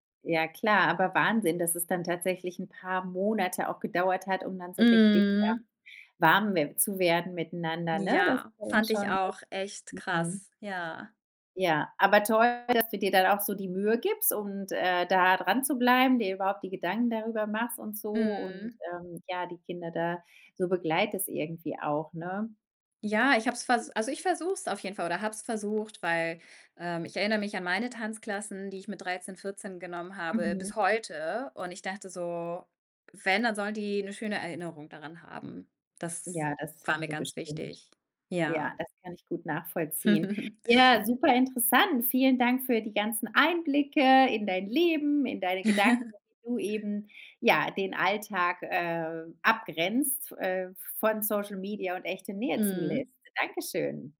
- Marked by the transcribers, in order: other background noise; drawn out: "Mhm"; chuckle; chuckle
- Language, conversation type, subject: German, podcast, Wie unterscheidest du im Alltag echte Nähe von Nähe in sozialen Netzwerken?
- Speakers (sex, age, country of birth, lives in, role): female, 30-34, Germany, Germany, guest; female, 35-39, Germany, Spain, host